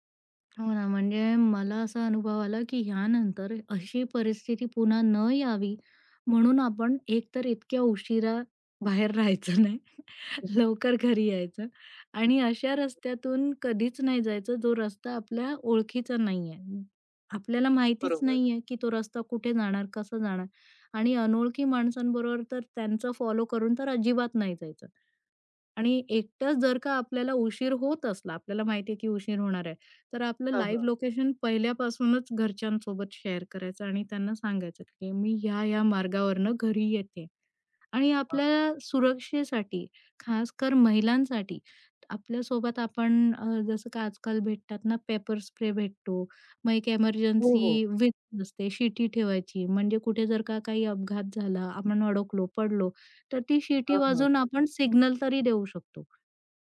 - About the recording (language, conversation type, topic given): Marathi, podcast, रात्री वाट चुकल्यावर सुरक्षित राहण्यासाठी तू काय केलंस?
- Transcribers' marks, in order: tapping; laughing while speaking: "राहायचं नाही"; other background noise; in English: "शेअर"; unintelligible speech